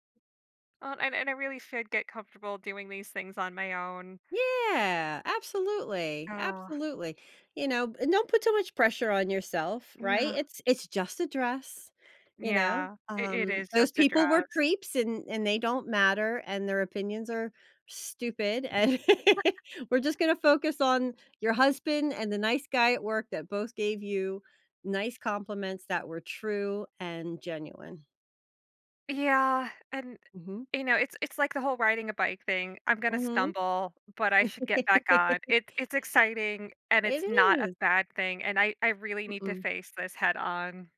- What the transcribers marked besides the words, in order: stressed: "Yeah"; tapping; laugh; laughing while speaking: "And"; chuckle; chuckle
- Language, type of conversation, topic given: English, advice, How can I celebrate my achievement and use it to build confidence for future goals?
- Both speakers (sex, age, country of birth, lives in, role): female, 35-39, United States, United States, user; female, 50-54, United States, United States, advisor